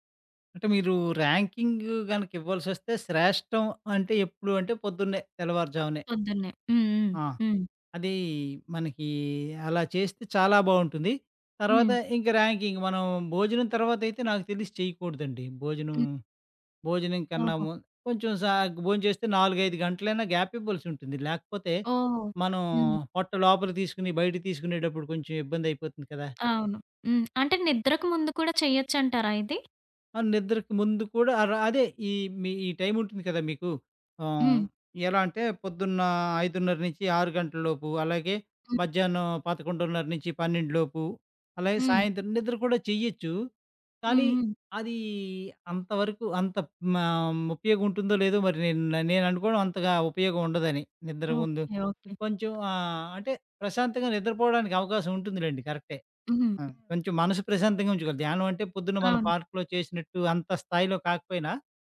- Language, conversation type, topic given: Telugu, podcast, ప్రశాంతంగా ఉండేందుకు మీకు ఉపయోగపడే శ్వాస వ్యాయామాలు ఏవైనా ఉన్నాయా?
- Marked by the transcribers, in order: in English: "ర్యాంకింగ్"; lip smack; tapping; other background noise; in English: "పార్క్‌లో"